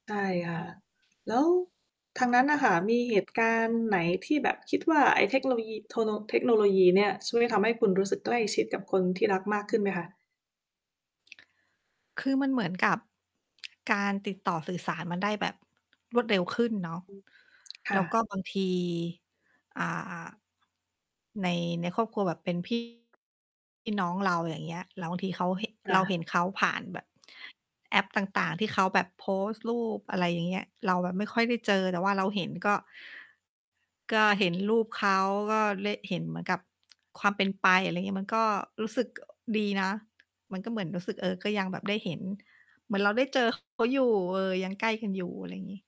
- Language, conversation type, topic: Thai, unstructured, เทคโนโลยีช่วยให้คุณติดต่อและเชื่อมโยงกับคนที่คุณรักได้อย่างไร?
- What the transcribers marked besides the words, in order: mechanical hum; lip smack; distorted speech; tapping; other noise